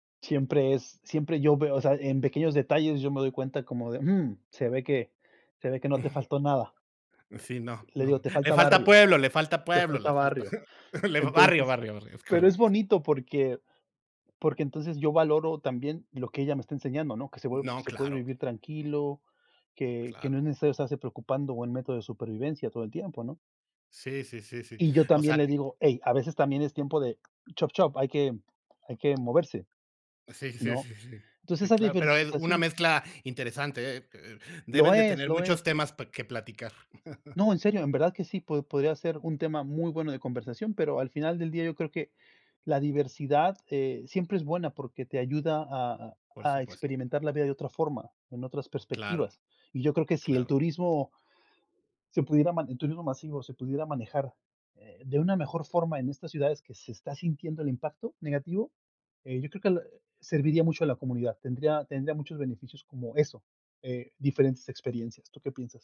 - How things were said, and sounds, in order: laughing while speaking: "le fa barrio, barrio, barrio"; chuckle
- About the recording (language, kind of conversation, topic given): Spanish, unstructured, ¿Piensas que el turismo masivo destruye la esencia de los lugares?